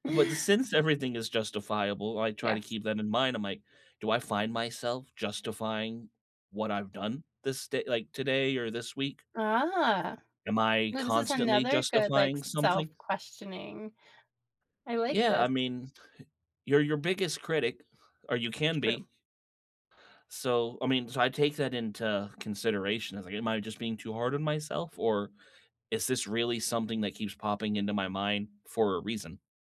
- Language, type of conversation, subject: English, unstructured, What does success look like for you in the future?
- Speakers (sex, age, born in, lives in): female, 55-59, United States, United States; male, 35-39, United States, United States
- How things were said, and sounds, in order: none